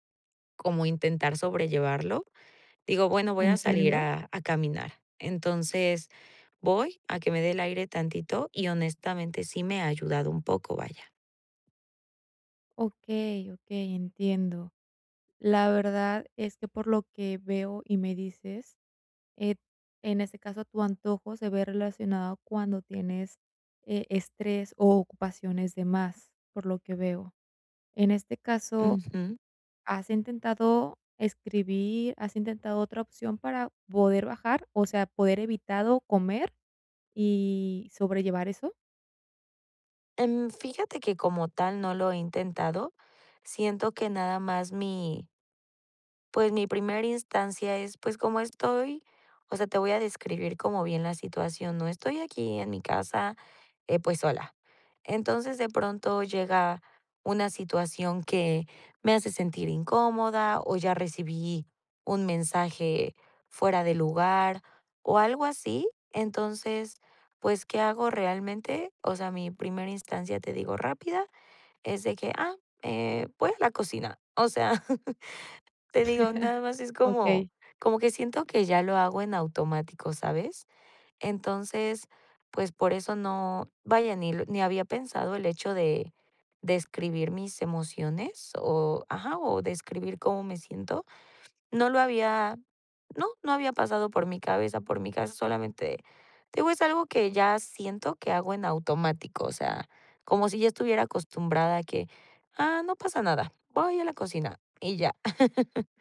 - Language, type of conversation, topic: Spanish, advice, ¿Cómo puedo controlar los antojos y gestionar mis emociones sin sentirme mal?
- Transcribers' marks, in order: other background noise; tapping; chuckle; chuckle